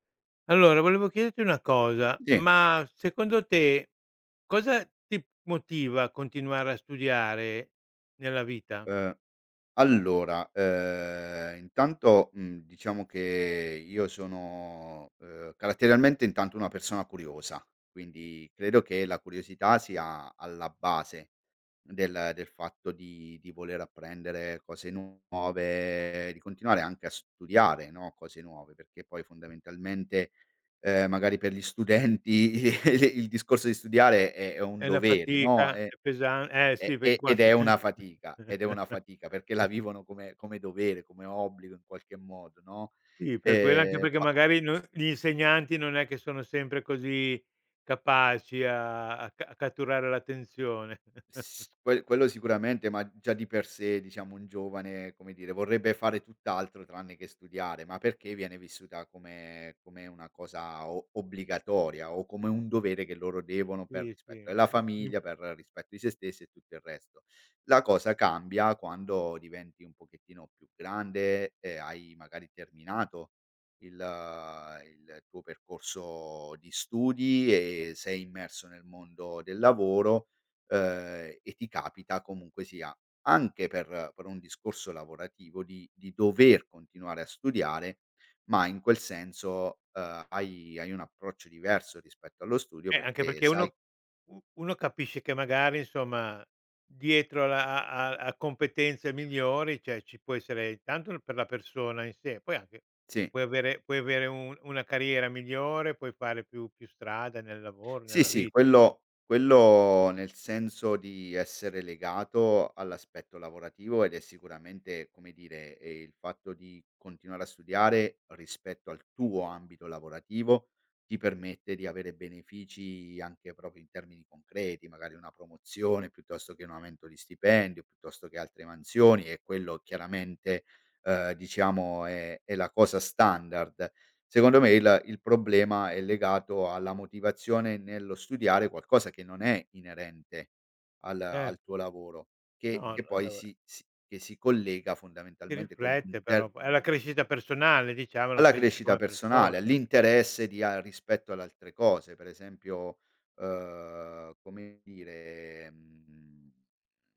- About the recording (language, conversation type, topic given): Italian, podcast, Cosa ti motiva a continuare a studiare?
- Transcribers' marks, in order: other background noise; tapping; laughing while speaking: "studenti i il"; chuckle; chuckle; chuckle; "cioè" said as "ceh"; "proprio" said as "propio"